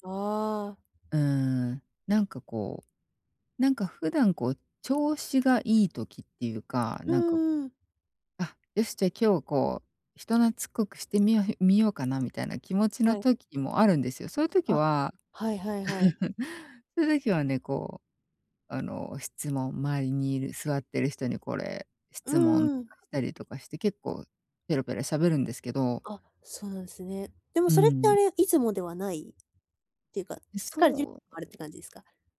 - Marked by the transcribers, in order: chuckle; unintelligible speech
- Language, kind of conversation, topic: Japanese, advice, 友だちと一緒にいるとき、社交のエネルギーが低く感じるときはどうすればよいですか？